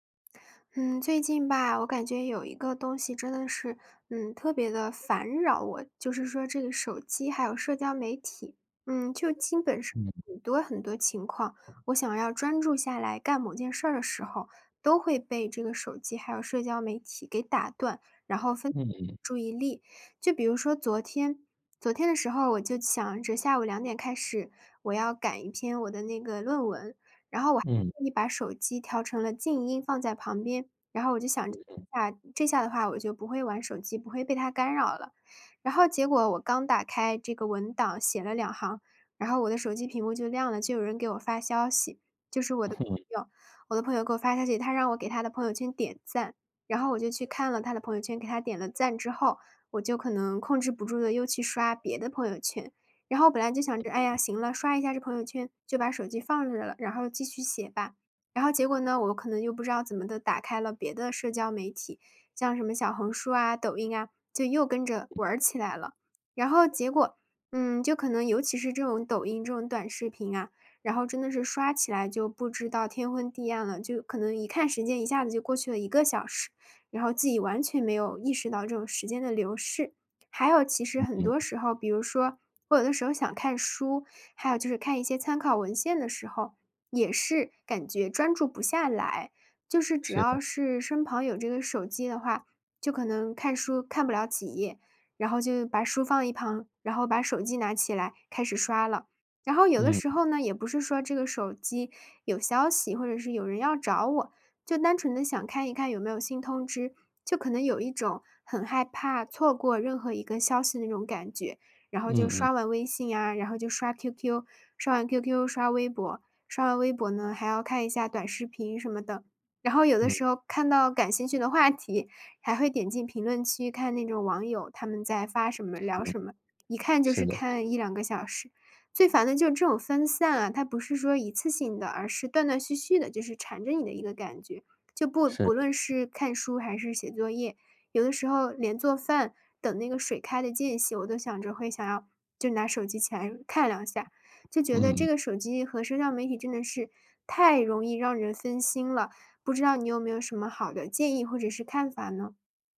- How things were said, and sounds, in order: laugh; other background noise
- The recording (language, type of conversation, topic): Chinese, advice, 社交媒体和手机如何不断分散你的注意力？